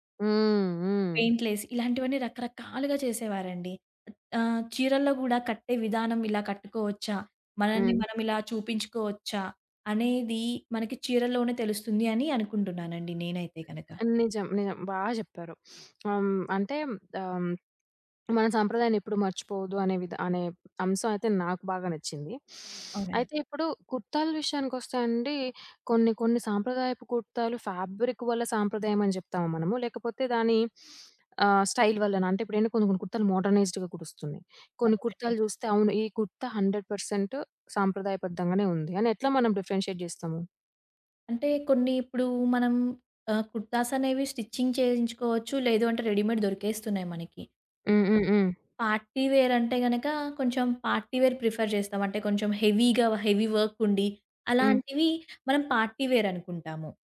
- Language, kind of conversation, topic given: Telugu, podcast, మీకు శారీ లేదా కుర్తా వంటి సాంప్రదాయ దుస్తులు వేసుకుంటే మీ మనసులో ఎలాంటి భావాలు కలుగుతాయి?
- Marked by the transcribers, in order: in English: "పెయింట్‌లేసి"; other background noise; sniff; sniff; in English: "ఫ్యాబ్రిక్"; sniff; in English: "స్టైల్"; in English: "మోడర్నైజ్డ్‌గా"; in English: "హండ్రెడ్ పర్సెంట్"; in English: "డిఫరెన్షియేట్"; in English: "కుర్తాస్"; in English: "స్టిచింగ్"; in English: "రెడీమేడ్"; in English: "పార్టీ‌వేర్"; in English: "పార్టీ‌వేర్ ప్రిఫర్"; in English: "హెవీ‌గా, హెవీ‌వర్క్"; in English: "పార్టీ‌వేర్"